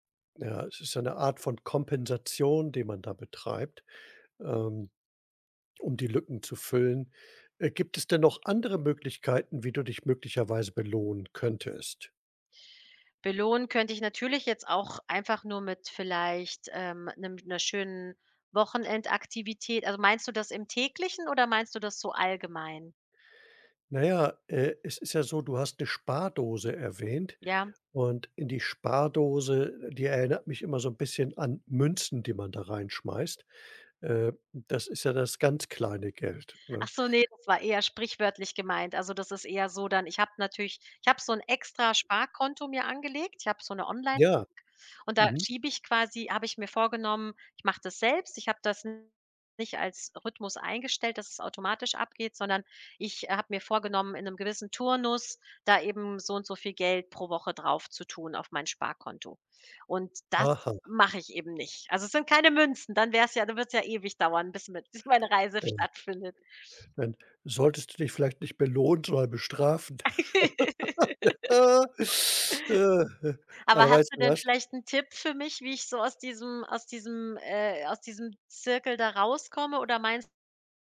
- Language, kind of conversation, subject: German, advice, Wie kann ich meine Ausgaben reduzieren, wenn mir dafür die Motivation fehlt?
- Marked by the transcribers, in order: other background noise; laughing while speaking: "meine"; tapping; laugh; laugh